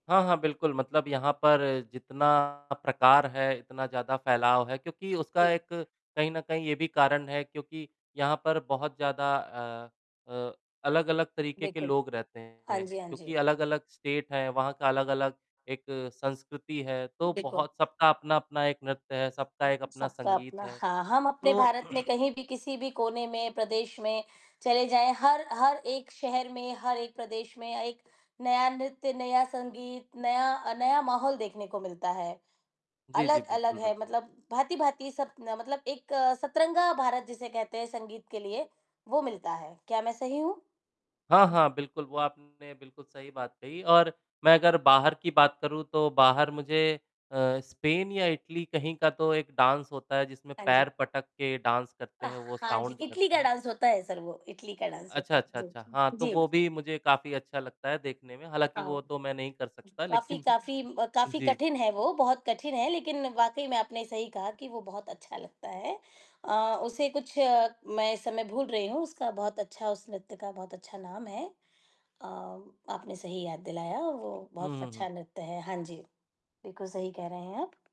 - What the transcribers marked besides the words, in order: distorted speech; static; in English: "स्टेट"; throat clearing; in English: "डाँस"; in English: "डाँस"; in English: "साउंड"; in English: "डाँस"; in English: "सर"; in English: "डाँस"; other background noise; laughing while speaking: "लेकिन"
- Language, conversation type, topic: Hindi, unstructured, संगीत सुनना और नृत्य करना—आपके लिए इनमें से कौन-सा अधिक सुकूनदायक है?